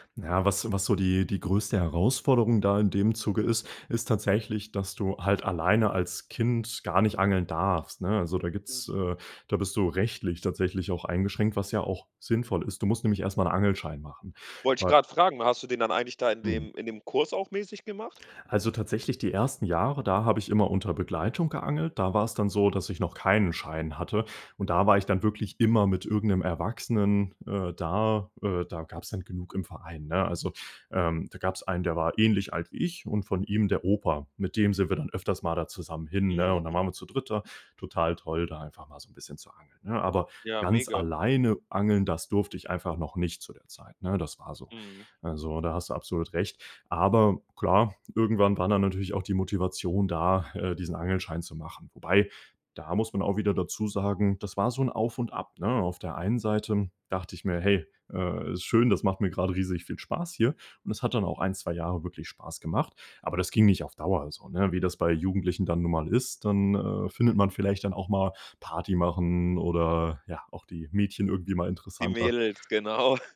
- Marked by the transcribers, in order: laughing while speaking: "genau"; chuckle
- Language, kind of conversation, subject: German, podcast, Was ist dein liebstes Hobby?